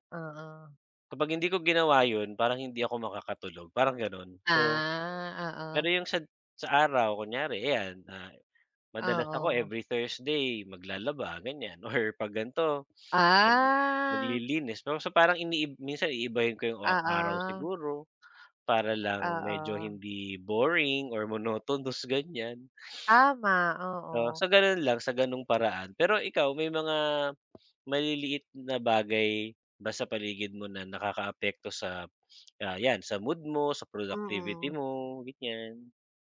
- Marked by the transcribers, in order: drawn out: "Ah"; other background noise
- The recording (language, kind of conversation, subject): Filipino, unstructured, Ano ang mga simpleng bagay na gusto mong baguhin sa araw-araw?